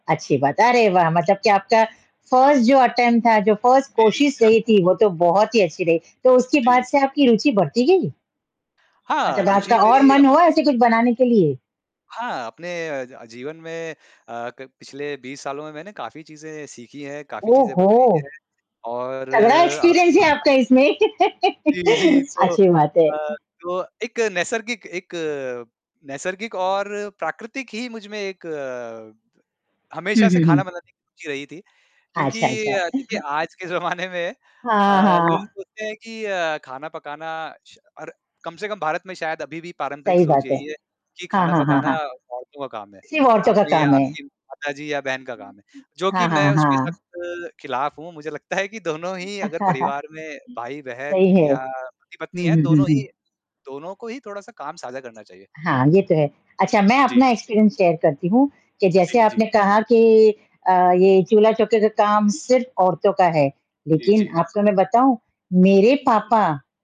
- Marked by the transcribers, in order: distorted speech; in English: "फर्स्ट"; in English: "अटेम्प्ट"; in English: "फर्स्ट"; chuckle; static; in English: "एक्सपीरियंस"; laughing while speaking: "आपको"; chuckle; laughing while speaking: "जी, जी"; laugh; other background noise; laughing while speaking: "ज़माने में"; chuckle; tapping; laughing while speaking: "मुझे लगता है कि दोनों ही"; chuckle; in English: "एक्सपीरियंस शेयर"
- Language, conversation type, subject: Hindi, unstructured, क्या आपको कभी खाना बनाकर किसी को चौंकाना पसंद है?